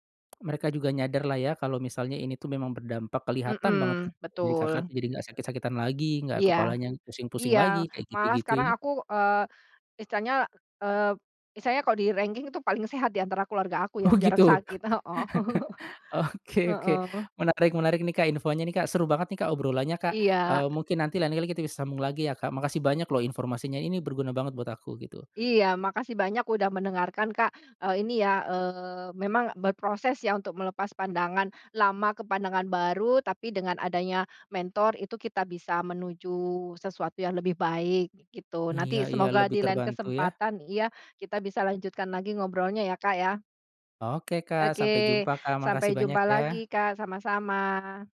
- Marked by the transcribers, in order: tapping; other background noise; in English: "di-ranking"; laughing while speaking: "Oh"; chuckle; laughing while speaking: "oke"; chuckle
- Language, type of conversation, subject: Indonesian, podcast, Siapa yang membantumu meninggalkan cara pandang lama?
- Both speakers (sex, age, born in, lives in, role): female, 45-49, Indonesia, Indonesia, guest; male, 35-39, Indonesia, Indonesia, host